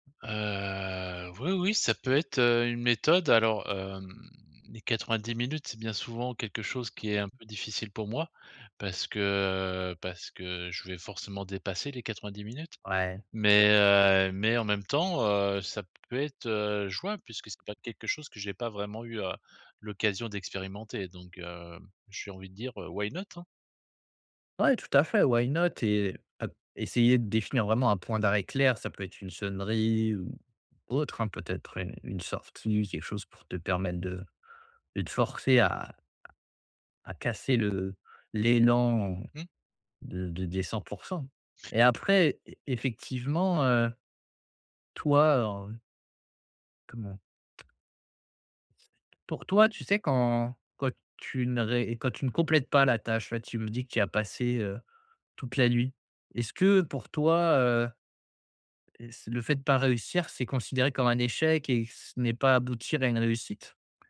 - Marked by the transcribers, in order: other background noise; drawn out: "Heu"; drawn out: "hem"; tapping; in English: "Why not"; in English: "why not ?"
- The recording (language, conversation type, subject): French, advice, Comment mieux organiser mes projets en cours ?